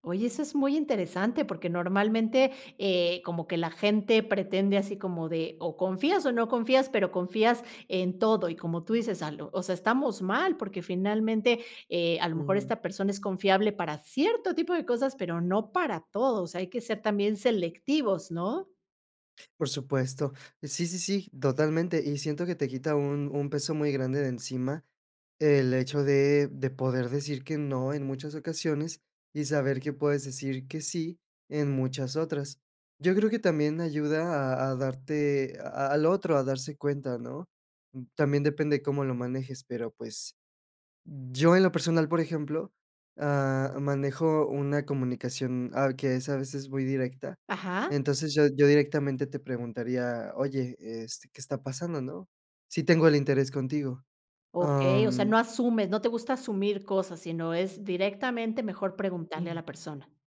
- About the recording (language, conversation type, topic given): Spanish, podcast, ¿Cómo recuperas la confianza después de un tropiezo?
- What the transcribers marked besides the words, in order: other background noise; other noise